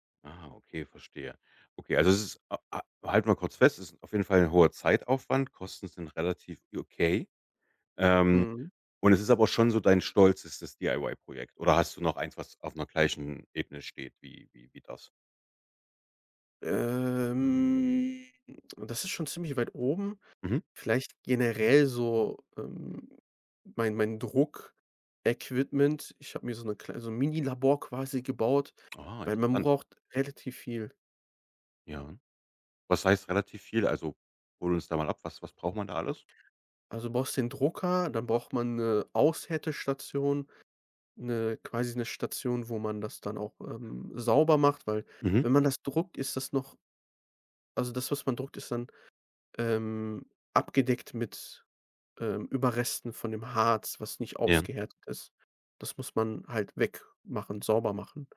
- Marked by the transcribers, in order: drawn out: "Ähm"
- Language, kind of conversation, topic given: German, podcast, Was war dein bisher stolzestes DIY-Projekt?